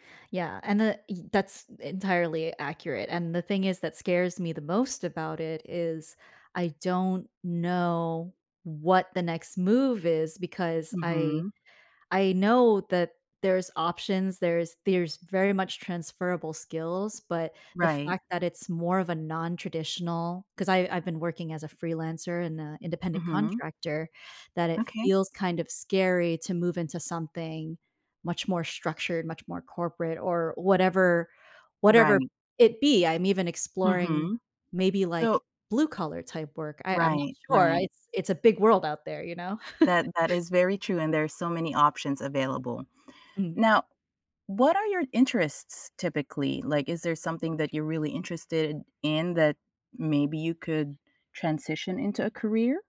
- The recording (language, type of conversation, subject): English, advice, How do I figure out the next step when I feel stuck in my career?
- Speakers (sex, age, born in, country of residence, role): female, 30-34, United States, United States, user; female, 40-44, Philippines, United States, advisor
- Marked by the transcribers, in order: other background noise; chuckle